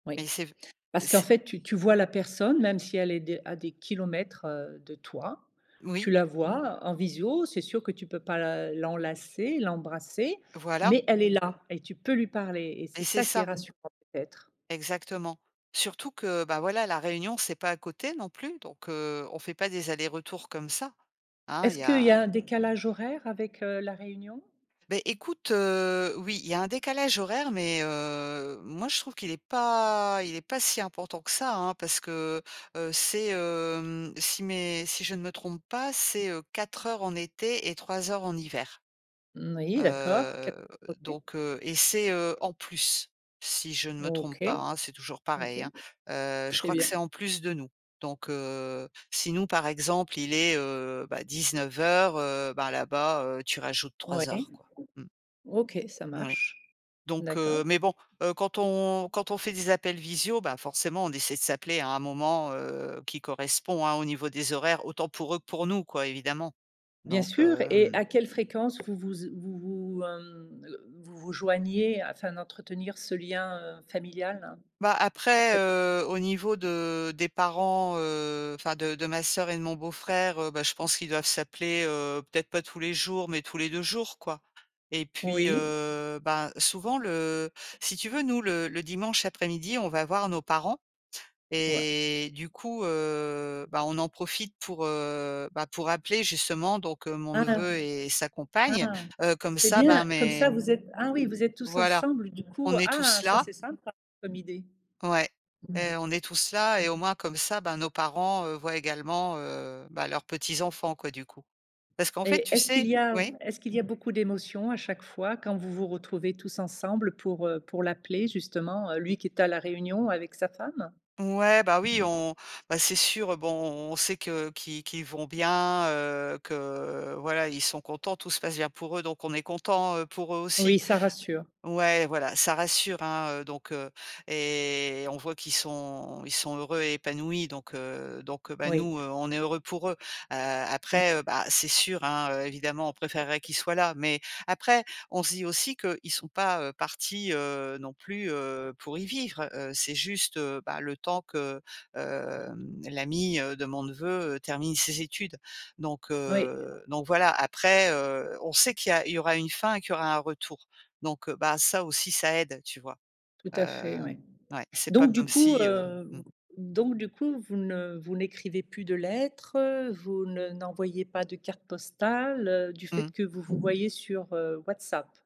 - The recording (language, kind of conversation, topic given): French, podcast, Comment entretenir le lien quand sa famille est loin ?
- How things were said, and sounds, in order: stressed: "peux"; other background noise; unintelligible speech; tapping; background speech